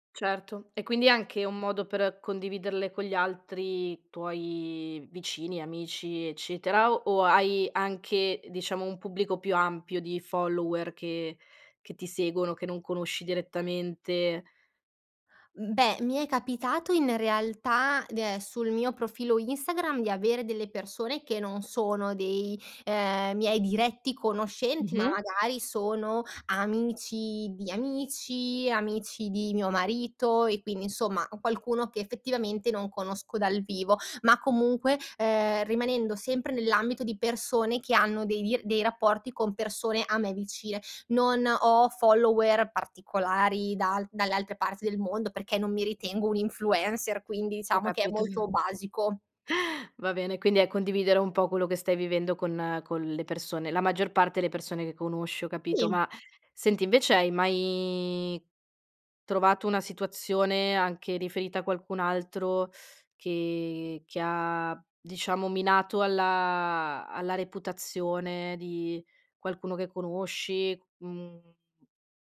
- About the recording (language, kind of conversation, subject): Italian, podcast, Cosa fai per proteggere la tua reputazione digitale?
- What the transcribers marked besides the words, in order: unintelligible speech; chuckle; other background noise